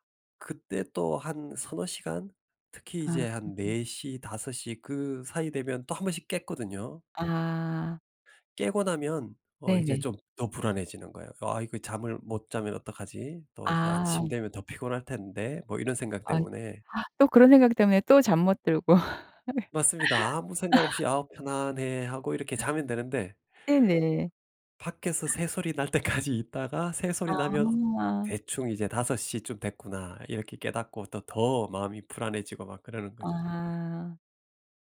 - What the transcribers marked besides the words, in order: tapping; other background noise; gasp; laugh; laughing while speaking: "날 때까지"
- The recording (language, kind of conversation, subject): Korean, podcast, 수면 리듬을 회복하려면 어떻게 해야 하나요?